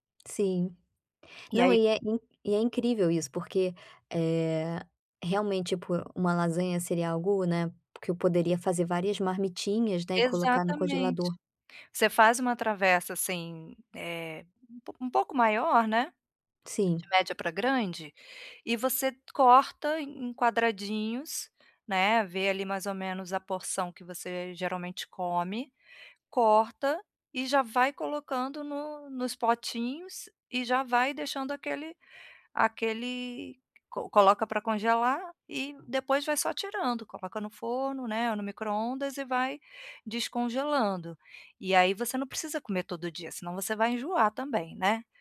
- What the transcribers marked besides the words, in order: tapping
- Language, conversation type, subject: Portuguese, advice, Como posso comer de forma mais saudável sem gastar muito?